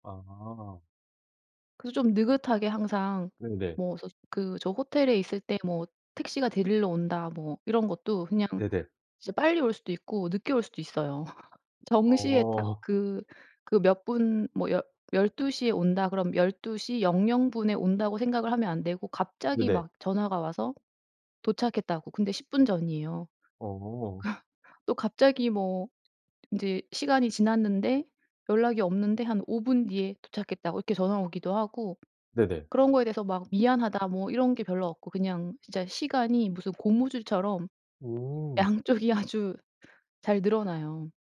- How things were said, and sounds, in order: laugh; laughing while speaking: "그"; tapping; other background noise; laughing while speaking: "양쪽이 아주"
- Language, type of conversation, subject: Korean, podcast, 여행 중 낯선 사람에게서 문화 차이를 배웠던 경험을 이야기해 주실래요?